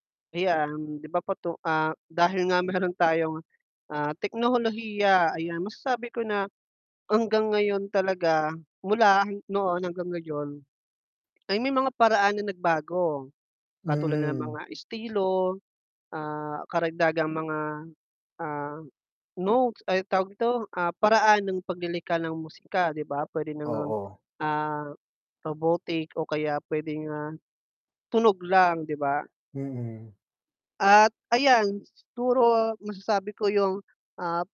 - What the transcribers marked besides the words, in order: static; laughing while speaking: "mayro'n tayong"
- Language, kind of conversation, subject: Filipino, unstructured, Paano mo ilalarawan ang mga pagbabagong naganap sa musika mula noon hanggang ngayon?